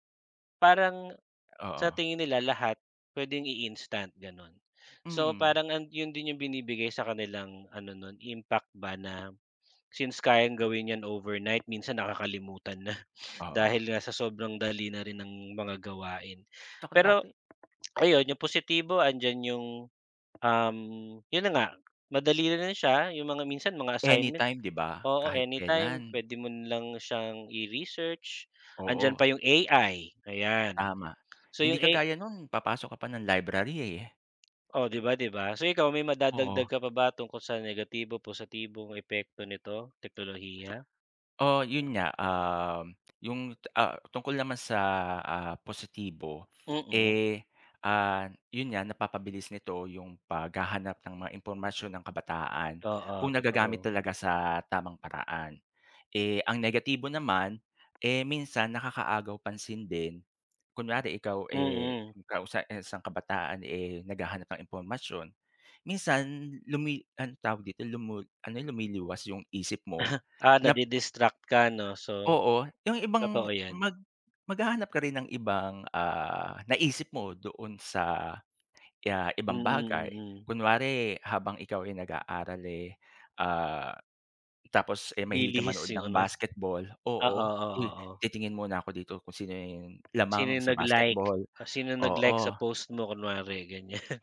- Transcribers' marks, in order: tapping; other background noise; laugh
- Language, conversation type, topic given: Filipino, unstructured, Ano ang masasabi mo tungkol sa pag-unlad ng teknolohiya at sa epekto nito sa mga kabataan?